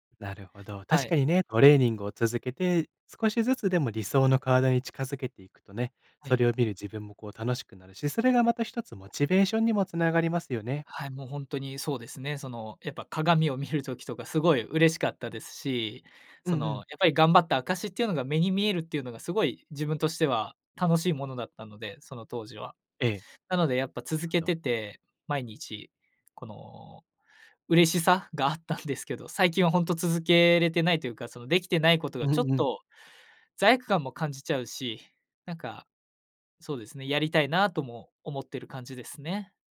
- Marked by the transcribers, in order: none
- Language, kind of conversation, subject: Japanese, advice, トレーニングへのモチベーションが下がっているのですが、どうすれば取り戻せますか?